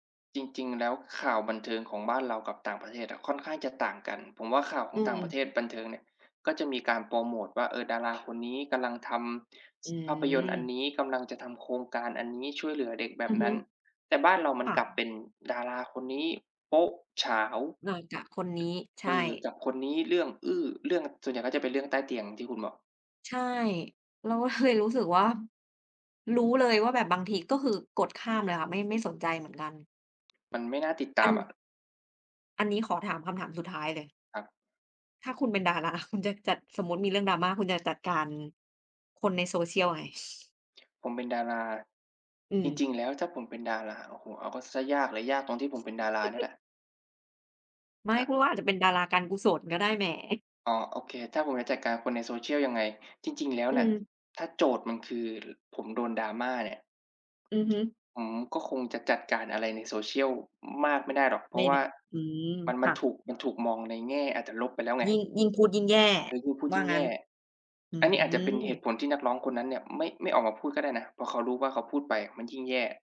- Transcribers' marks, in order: tapping; other background noise; laughing while speaking: "ดารา"; chuckle; chuckle; chuckle
- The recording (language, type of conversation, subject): Thai, unstructured, ทำไมคนถึงชอบติดตามดราม่าของดาราในโลกออนไลน์?